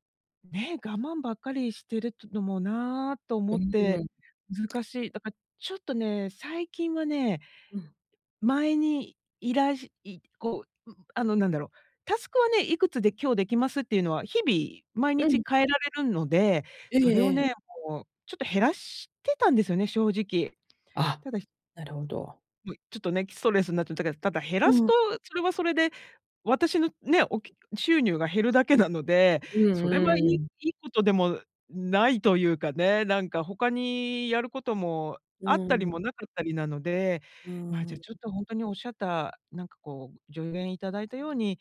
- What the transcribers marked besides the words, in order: other noise
- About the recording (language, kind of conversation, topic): Japanese, advice, ストレスの原因について、変えられることと受け入れるべきことをどう判断すればよいですか？